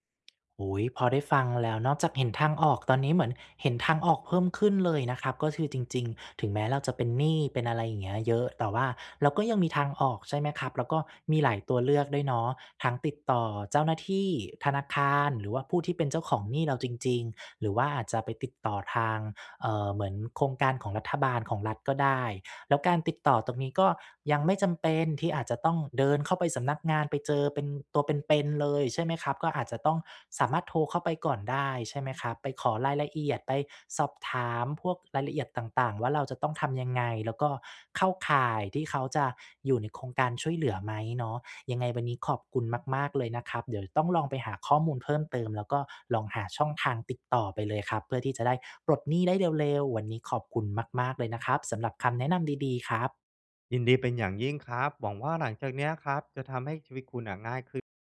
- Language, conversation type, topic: Thai, advice, ฉันควรจัดงบรายเดือนอย่างไรเพื่อให้ลดหนี้ได้อย่างต่อเนื่อง?
- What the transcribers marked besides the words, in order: tsk